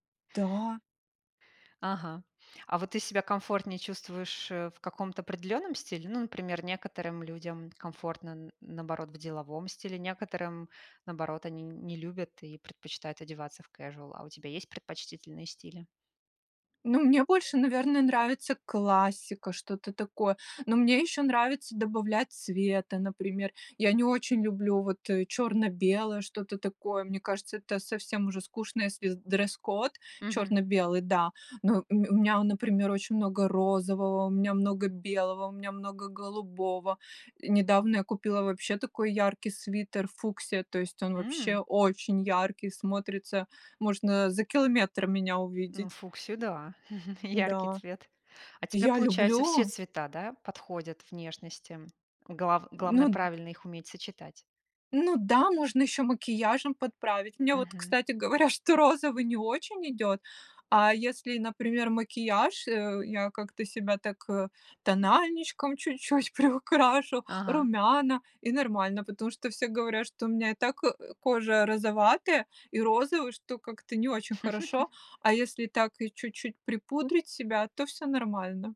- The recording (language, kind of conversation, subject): Russian, podcast, Откуда ты черпаешь вдохновение для создания образов?
- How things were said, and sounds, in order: chuckle; laughing while speaking: "говоря"; laughing while speaking: "приукрашу"; laugh